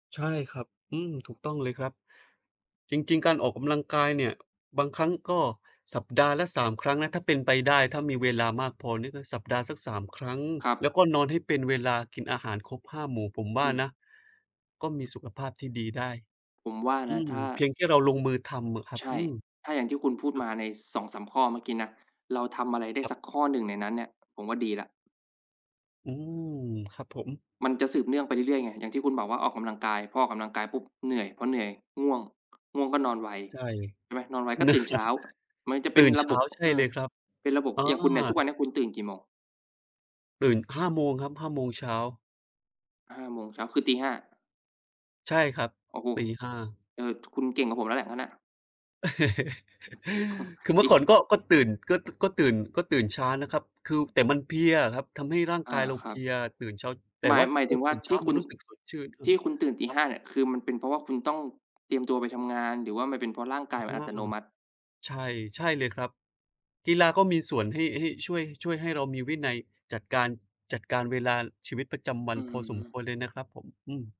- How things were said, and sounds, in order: other background noise; chuckle; tapping; chuckle
- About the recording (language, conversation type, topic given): Thai, unstructured, คุณคิดว่าการออกกำลังกายสำคัญต่อชีวิตอย่างไร?